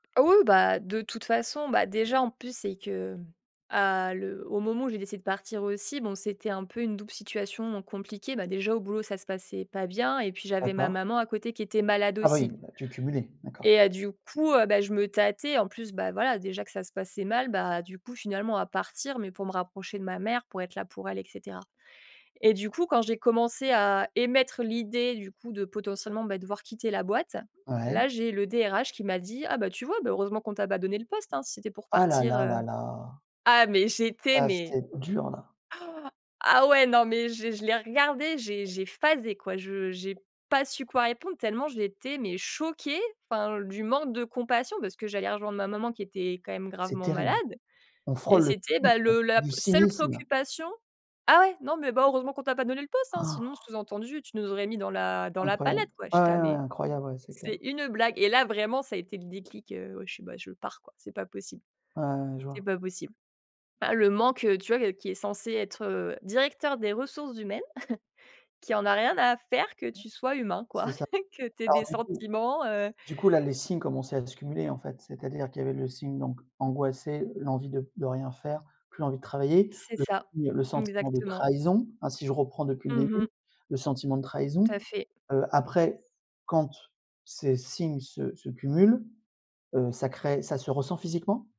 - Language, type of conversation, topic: French, podcast, Comment savoir quand il est temps de quitter son travail ?
- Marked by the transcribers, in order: tapping; other background noise; stressed: "dur"; stressed: "phasé"; stressed: "choquée"; put-on voice: "Ah ouais, non mais, bah … le poste, hein !"; stressed: "cynisme"; surprised: "Ah !"; put-on voice: "Mais, c'est une blague !"; chuckle; chuckle